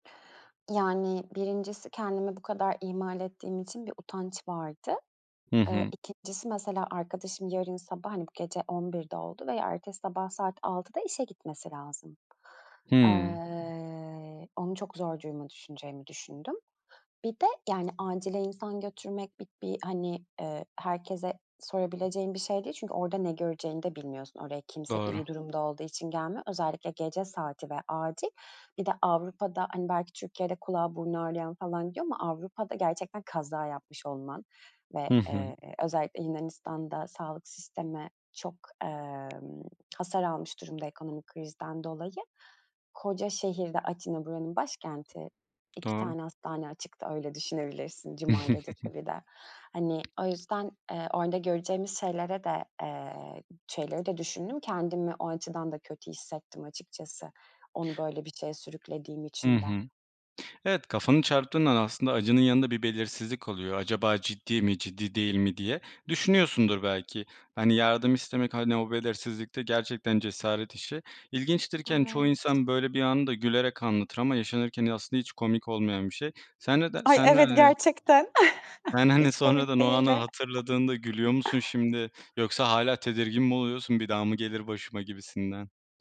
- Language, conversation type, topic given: Turkish, podcast, Zor bir anda yardım istemek için neler yaparsın?
- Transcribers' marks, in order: other background noise; chuckle; unintelligible speech; chuckle